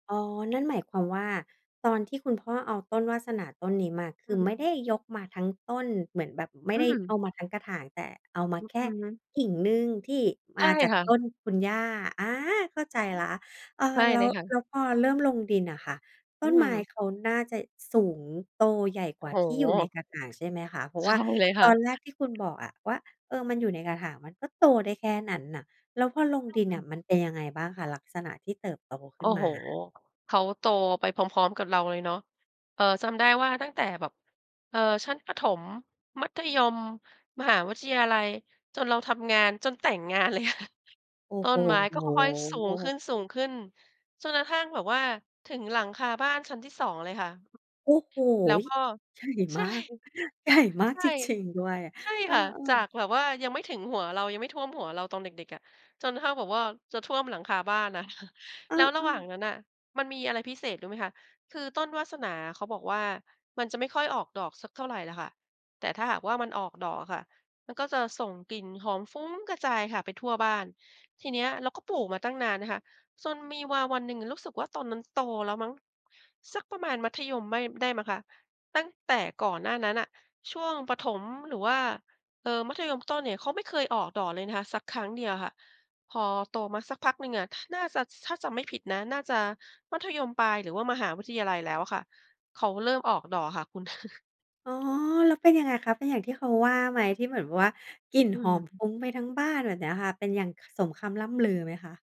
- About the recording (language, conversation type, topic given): Thai, podcast, มีของชิ้นไหนในบ้านที่สืบทอดกันมาหลายรุ่นไหม?
- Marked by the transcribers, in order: "าจะ" said as "เจะ"; tapping; laughing while speaking: "ใช่เลยค่ะ"; laughing while speaking: "เลยอะค่ะ"; other noise; drawn out: "โอ้โฮ"; laughing while speaking: "ใช่"; laughing while speaking: "ใหญ่มาก ใหญ่มากจริง ๆ ด้วย"; laughing while speaking: "ค่ะ"; chuckle